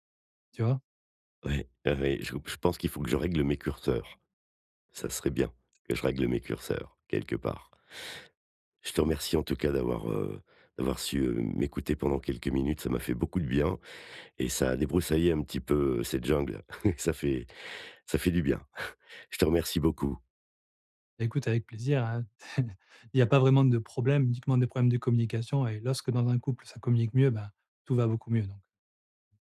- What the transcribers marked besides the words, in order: other background noise; chuckle; inhale; chuckle; chuckle
- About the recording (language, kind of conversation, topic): French, advice, Comment puis-je m’assurer que l’autre se sent vraiment entendu ?